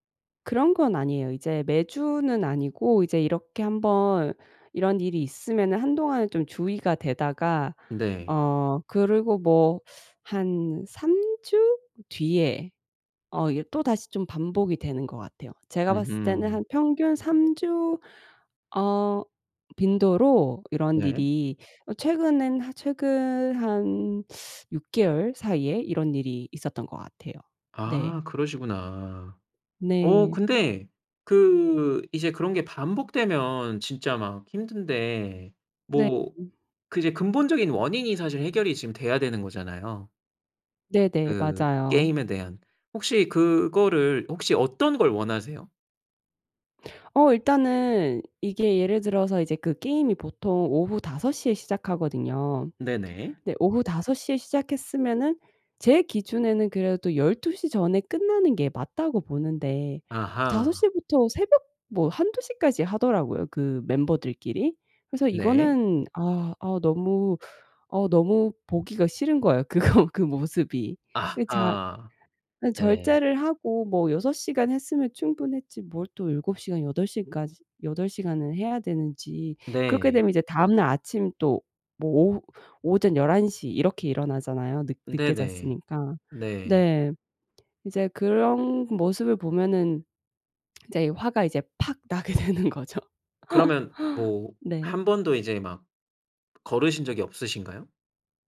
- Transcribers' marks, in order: teeth sucking; other background noise; teeth sucking; laughing while speaking: "그거"; lip smack; laughing while speaking: "나게 되는 거죠"; laugh
- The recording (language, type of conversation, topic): Korean, advice, 자주 다투는 연인과 어떻게 대화하면 좋을까요?